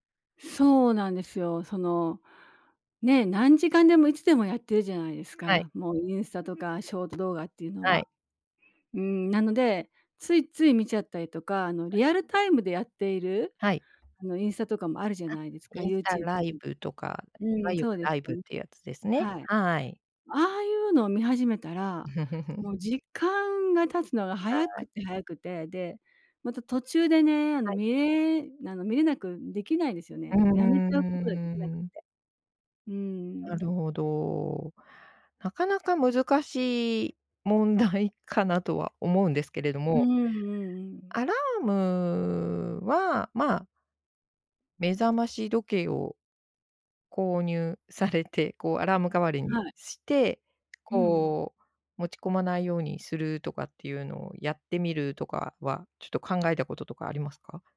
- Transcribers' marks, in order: chuckle; chuckle
- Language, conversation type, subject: Japanese, podcast, スマホを寝室に持ち込むべきかな？